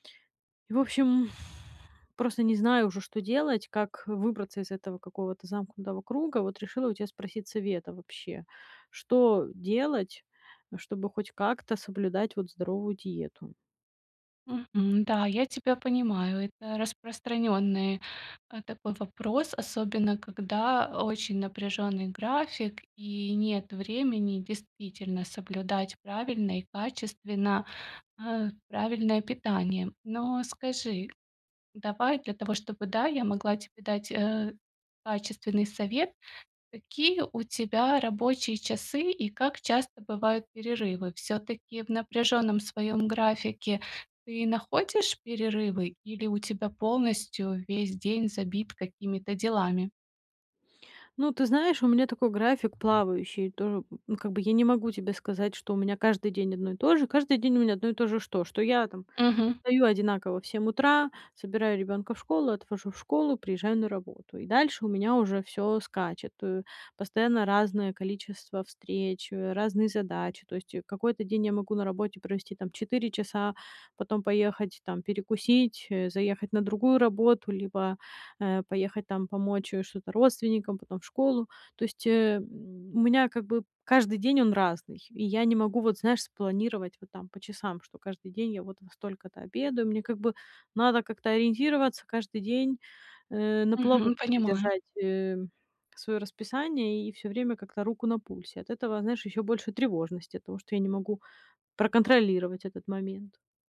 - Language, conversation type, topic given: Russian, advice, Как наладить здоровое питание при плотном рабочем графике?
- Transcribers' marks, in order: exhale; other background noise; tapping